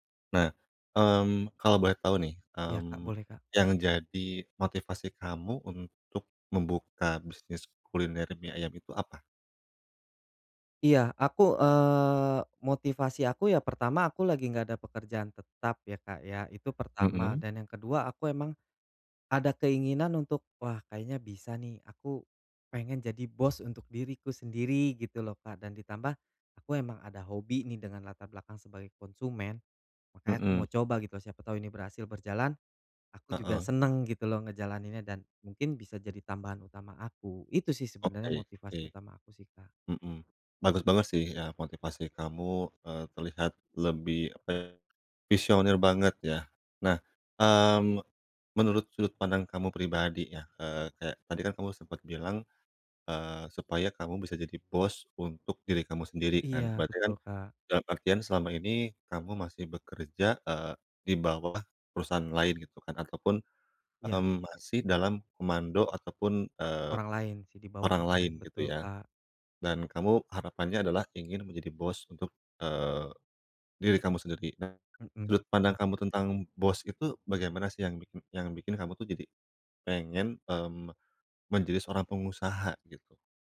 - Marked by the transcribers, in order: other background noise; tapping
- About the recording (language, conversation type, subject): Indonesian, advice, Bagaimana cara mengurangi rasa takut gagal dalam hidup sehari-hari?